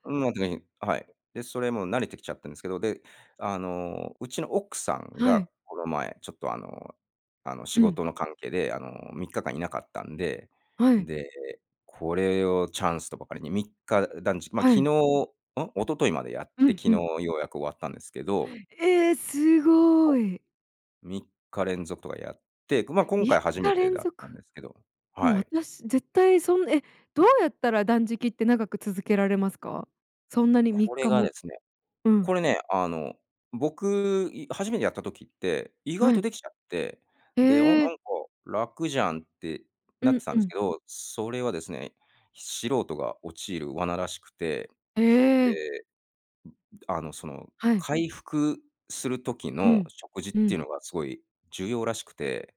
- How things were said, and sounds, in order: unintelligible speech
- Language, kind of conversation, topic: Japanese, podcast, 日常生活の中で自分にできる自然保護にはどんなことがありますか？